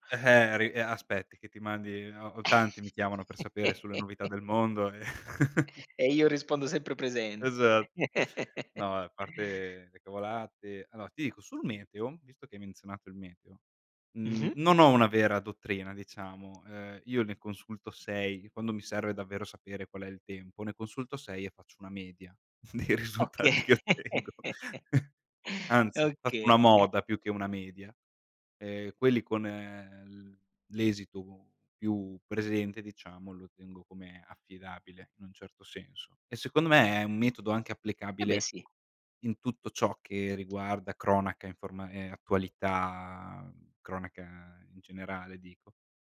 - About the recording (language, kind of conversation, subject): Italian, unstructured, Qual è il tuo consiglio per chi vuole rimanere sempre informato?
- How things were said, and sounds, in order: chuckle; laughing while speaking: "e"; chuckle; laughing while speaking: "Esat"; chuckle; "allora" said as "aloa"; tapping; laughing while speaking: "Oka"; chuckle; "Okay" said as "Oka"; laughing while speaking: "risultati che ottengo"; chuckle; other background noise